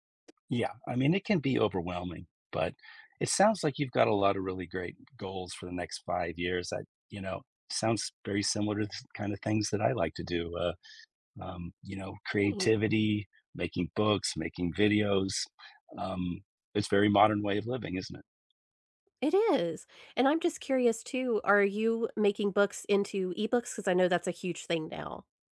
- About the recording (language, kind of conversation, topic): English, unstructured, What dreams do you want to fulfill in the next five years?
- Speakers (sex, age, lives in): female, 30-34, United States; male, 55-59, United States
- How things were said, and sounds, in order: other background noise